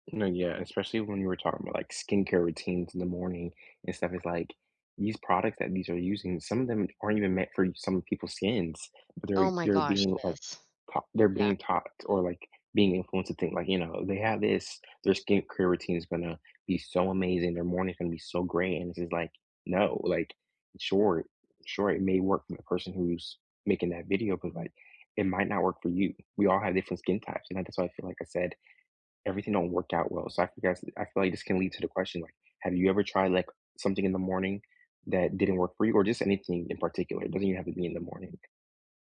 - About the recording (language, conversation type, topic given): English, unstructured, What makes a morning routine work well for you?
- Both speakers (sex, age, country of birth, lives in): female, 30-34, United States, United States; male, 20-24, United States, United States
- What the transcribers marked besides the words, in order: none